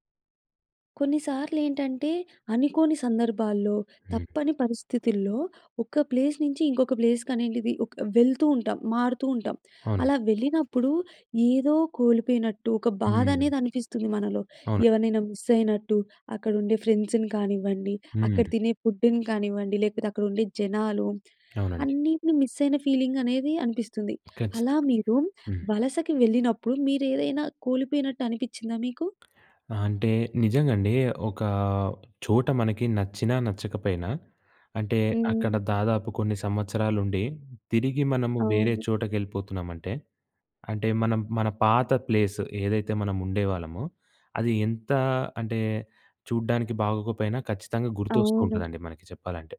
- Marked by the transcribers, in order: in English: "ప్లేస్"; in English: "ప్లేస్"; in English: "మిస్"; in English: "ఫ్రెండ్స్‌ని"; in English: "ఫుడ్‌ని"; in English: "మిస్"; in English: "ఫీలింగ్"
- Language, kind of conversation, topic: Telugu, podcast, వలస వెళ్లినప్పుడు మీరు ఏదైనా కోల్పోయినట్టుగా అనిపించిందా?